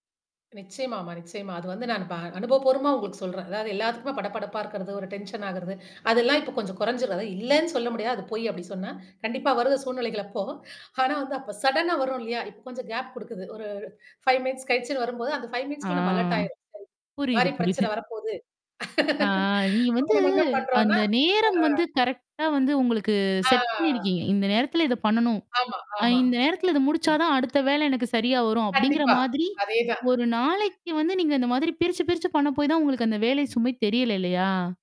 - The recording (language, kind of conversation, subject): Tamil, podcast, ஒரு நாளை நீங்கள் எப்படி நேரத் தொகுதிகளாக திட்டமிடுவீர்கள்?
- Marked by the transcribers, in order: mechanical hum; in English: "டென்ஷன்"; in English: "சடனா"; in English: "கேப்"; in English: "ஃபைவ் மினிட்ஸ்"; laughing while speaking: "புரியுது"; in English: "ஃபைவ் மினிட்ஸ்குள்ள"; in English: "அலர்ட்"; distorted speech; drawn out: "வந்து"; laugh; static; in English: "கரெக்ட்டா"; in English: "செட்"; drawn out: "ஆ"; tapping; other background noise